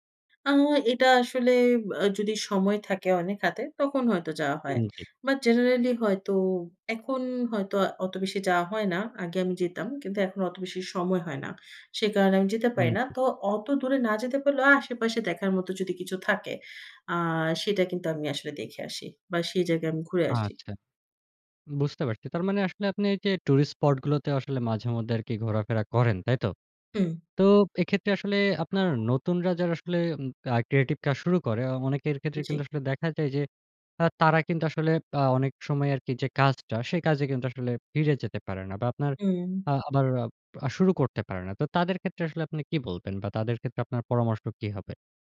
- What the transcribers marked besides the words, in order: tapping; other background noise
- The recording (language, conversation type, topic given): Bengali, podcast, কখনো সৃজনশীলতার জড়তা কাটাতে আপনি কী করেন?
- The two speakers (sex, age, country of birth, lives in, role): female, 25-29, Bangladesh, Finland, guest; male, 25-29, Bangladesh, Bangladesh, host